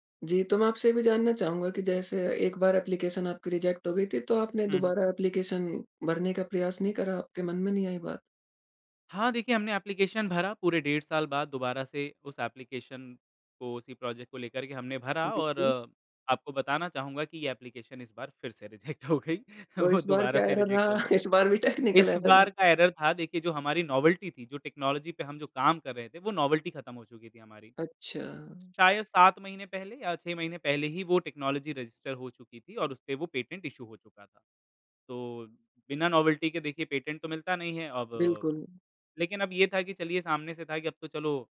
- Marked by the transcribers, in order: in English: "एप्लीकेशन"; in English: "रिजेक्ट"; in English: "एप्लीकेशन"; in English: "एप्लीकेशन"; in English: "एप्लीकेशन"; in English: "एप्लीकेशन"; laughing while speaking: "रिजेक्ट हो गई, वो दोबारा से रिजेक्ट हो गई"; in English: "रिजेक्ट"; in English: "रिजेक्ट"; in English: "एर्रर"; laughing while speaking: "इस बार भी टेक्निकल एर्रर रहा?"; in English: "एर्रर"; in English: "टेक्निकल एर्रर"; in English: "नॉवेल्टी"; in English: "नॉवेल्टी"; in English: "रजिस्टर"; in English: "पेटेंट इश्यू"; in English: "नॉवेल्टी"; in English: "पेटेंट"
- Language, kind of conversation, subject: Hindi, podcast, आपने किसी बड़ी असफलता का अनुभव कब और कैसे किया, और उससे आपने क्या सीखा?